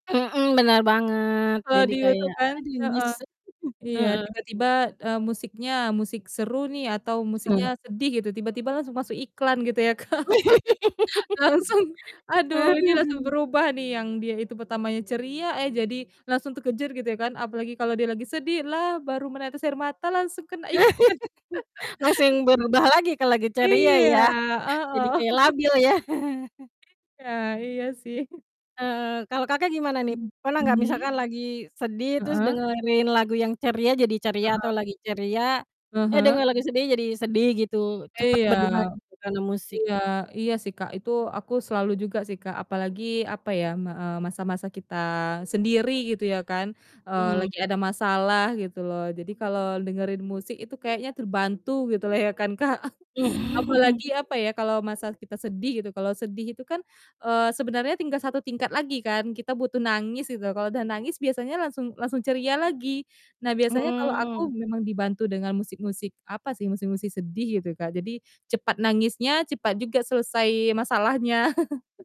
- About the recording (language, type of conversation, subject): Indonesian, unstructured, Bagaimana musik bisa membuat harimu menjadi lebih baik?
- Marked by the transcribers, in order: distorted speech; chuckle; other background noise; giggle; static; laughing while speaking: "Kak, langsung"; laugh; chuckle; chuckle; laughing while speaking: "Kak"; laughing while speaking: "Mmm"; tsk; chuckle